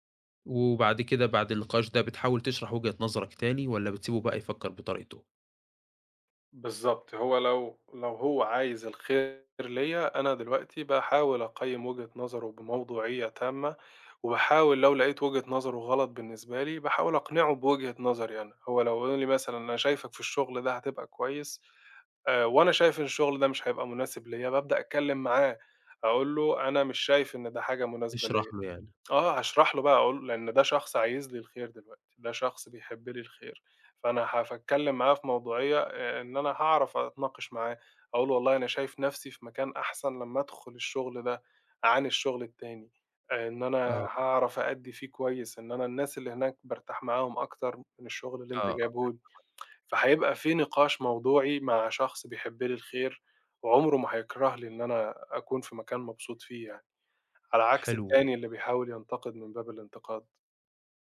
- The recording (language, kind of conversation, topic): Arabic, podcast, إزاي بتتعامل مع ضغط توقعات الناس منك؟
- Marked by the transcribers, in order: tapping; unintelligible speech; tsk